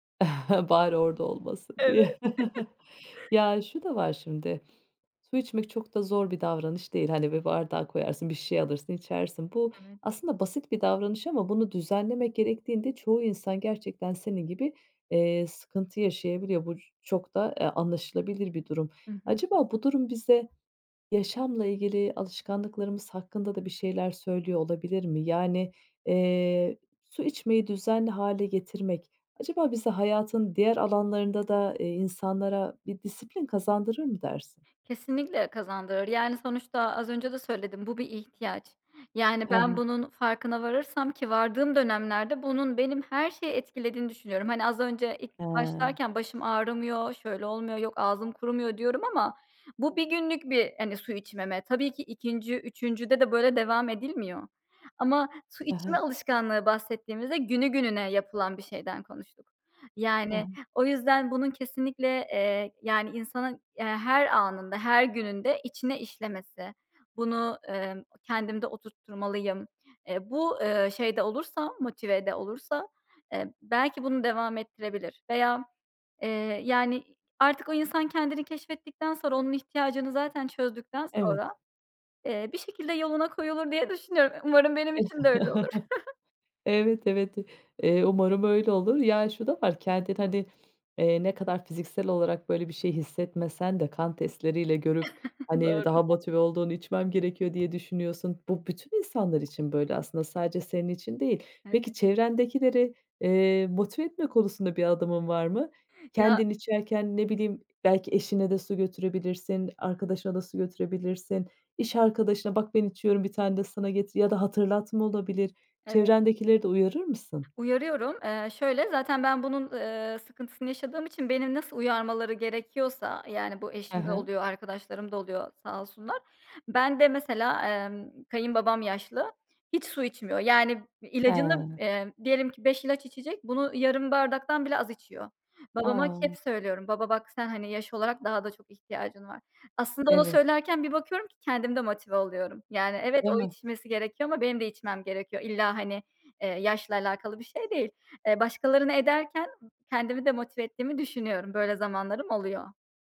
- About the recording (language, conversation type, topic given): Turkish, podcast, Gün içinde su içme alışkanlığını nasıl geliştirebiliriz?
- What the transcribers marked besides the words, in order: chuckle; laughing while speaking: "Evet"; chuckle; other background noise; chuckle; laughing while speaking: "olur"; chuckle; chuckle